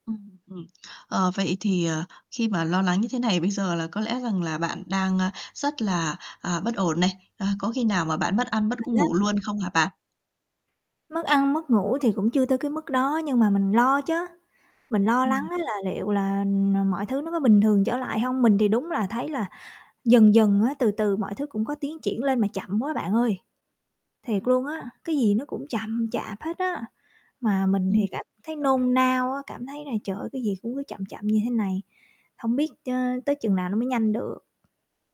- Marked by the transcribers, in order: distorted speech; tapping; unintelligible speech; static; other background noise
- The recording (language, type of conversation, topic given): Vietnamese, advice, Doanh thu không đạt mục tiêu khiến bạn lo lắng, bạn có nên tiếp tục không?